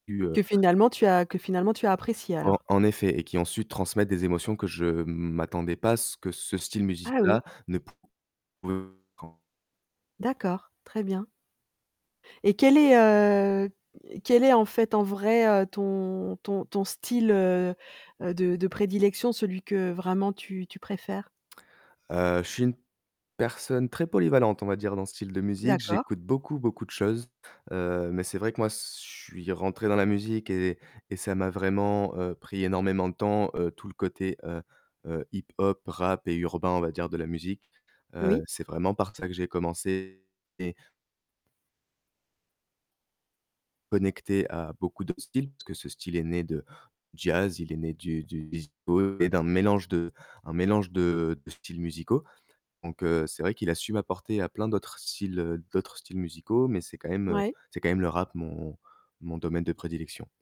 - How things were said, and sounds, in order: static; distorted speech; unintelligible speech; other noise; tapping
- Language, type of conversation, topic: French, podcast, Qu’est-ce qui te pousse à explorer un nouveau style musical ?